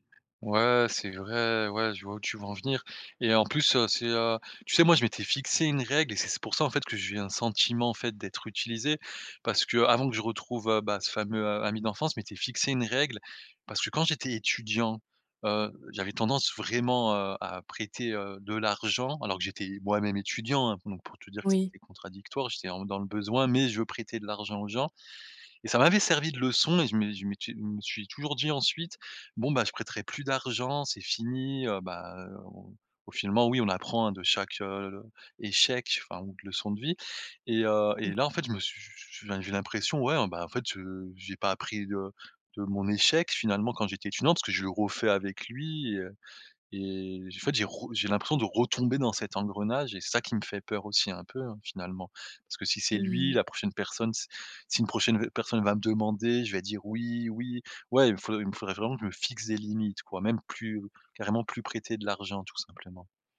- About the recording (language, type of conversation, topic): French, advice, Comment puis-je poser des limites personnelles saines avec un ami qui m'épuise souvent ?
- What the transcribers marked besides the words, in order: none